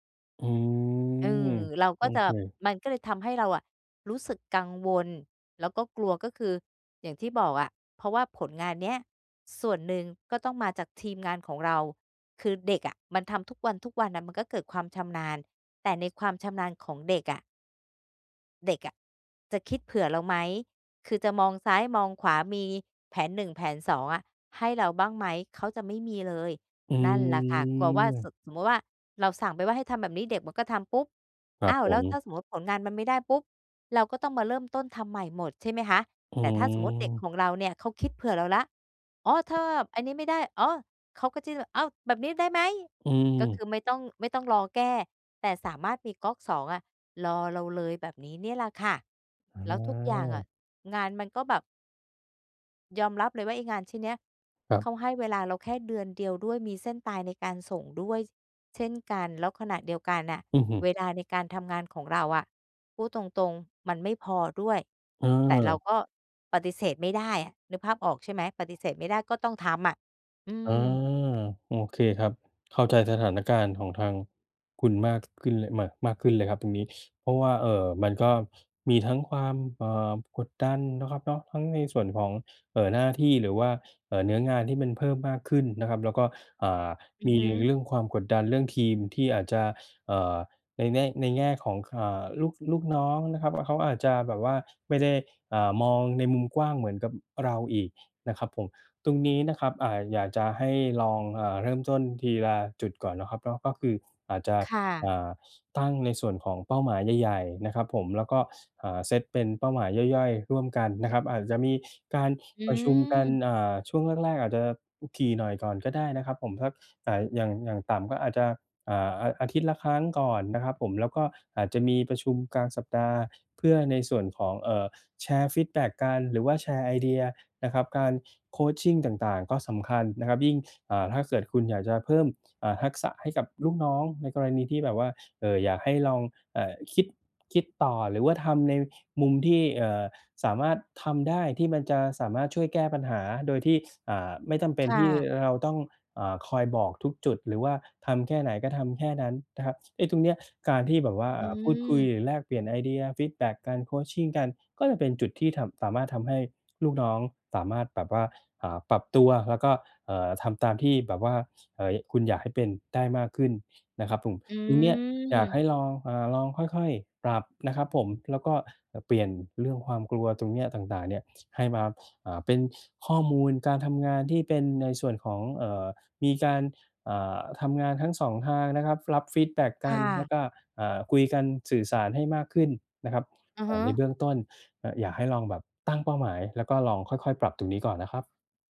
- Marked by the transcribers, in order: drawn out: "อืม"; drawn out: "อืม"; tapping; in English: "Coaching"; in English: "Coaching"; other background noise; drawn out: "อืม"
- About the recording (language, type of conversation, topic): Thai, advice, จะเริ่มลงมือทำงานอย่างไรเมื่อกลัวว่าผลงานจะไม่ดีพอ?